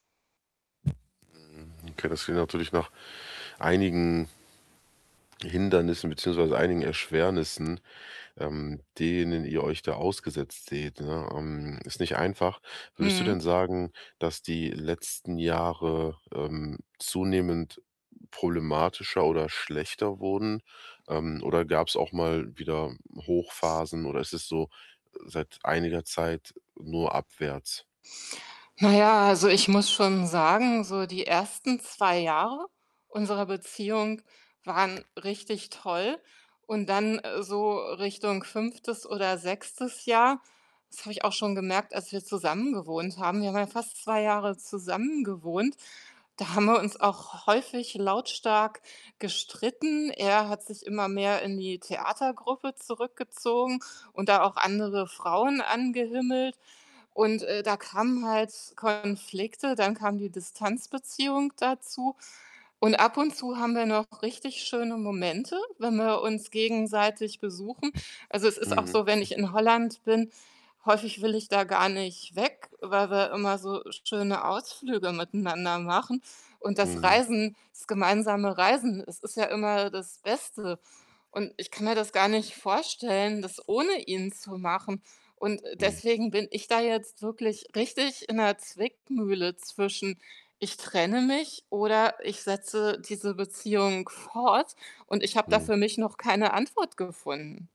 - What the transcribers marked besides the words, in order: static; tapping; other background noise; distorted speech; snort
- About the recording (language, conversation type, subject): German, advice, Wie geht ihr mit unterschiedlichen Zukunftsplänen und einem unterschiedlichen Kinderwunsch um?